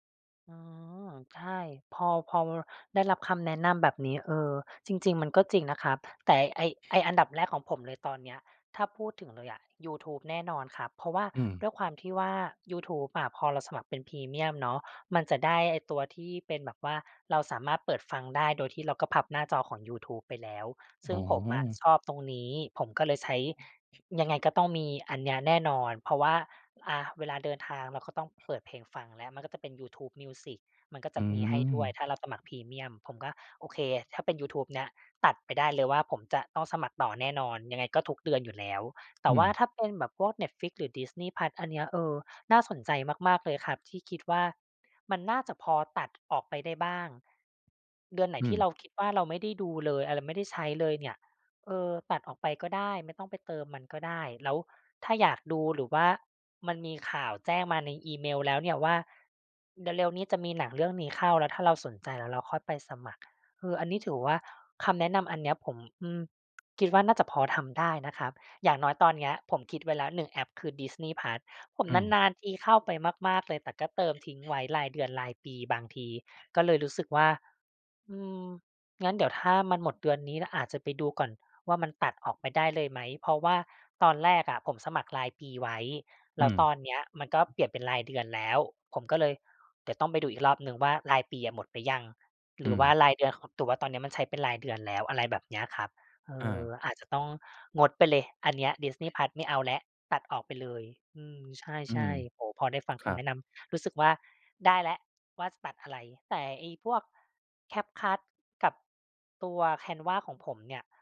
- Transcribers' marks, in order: other background noise; tapping
- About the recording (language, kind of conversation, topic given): Thai, advice, ฉันสมัครบริการรายเดือนหลายอย่างแต่แทบไม่ได้ใช้ และควรทำอย่างไรกับความรู้สึกผิดเวลาเสียเงิน?